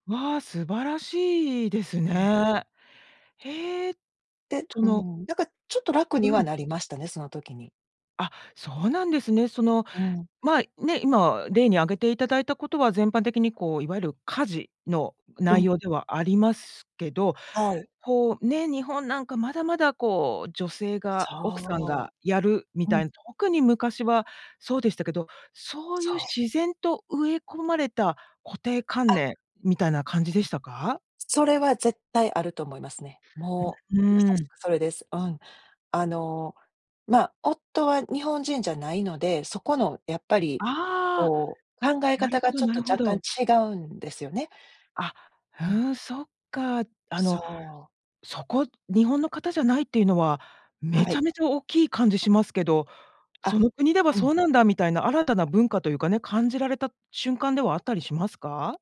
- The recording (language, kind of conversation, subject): Japanese, podcast, 自分の固定観念に気づくにはどうすればいい？
- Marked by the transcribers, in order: other noise